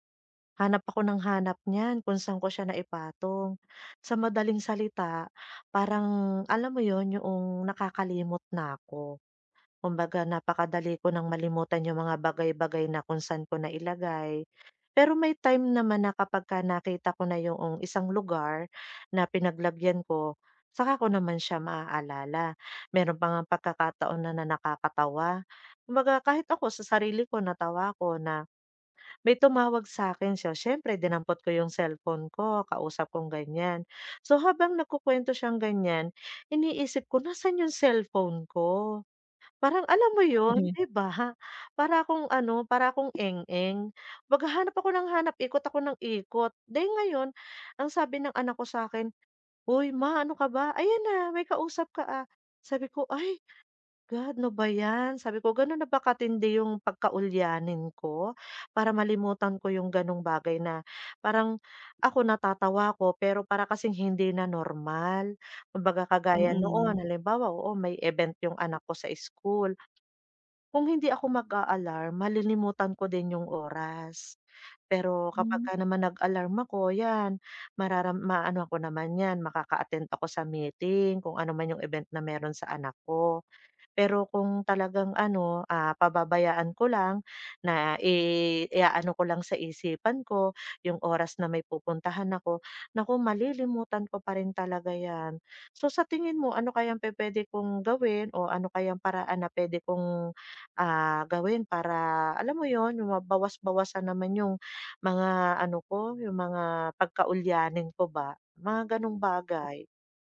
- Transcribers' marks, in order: other background noise; tapping
- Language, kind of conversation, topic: Filipino, advice, Paano ko maaayos ang aking lugar ng trabaho kapag madalas nawawala ang mga kagamitan at kulang ang oras?